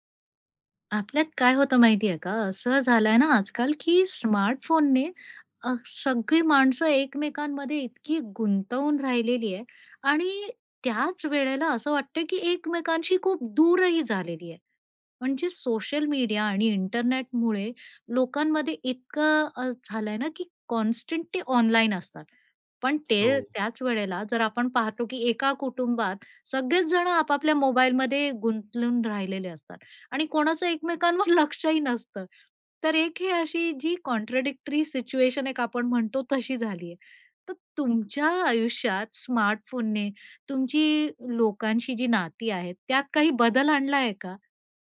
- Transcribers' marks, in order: tapping; other background noise; laughing while speaking: "लक्ष"; in English: "कॉन्ट्राडिक्टरी"
- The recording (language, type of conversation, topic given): Marathi, podcast, स्मार्टफोनमुळे तुमची लोकांशी असलेली नाती कशी बदलली आहेत?